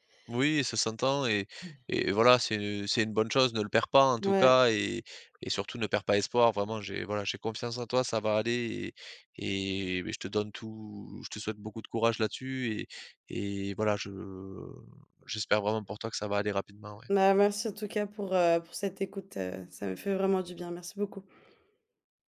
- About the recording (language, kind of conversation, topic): French, advice, Comment décririez-vous votre inquiétude persistante concernant l’avenir ou vos finances ?
- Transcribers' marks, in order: none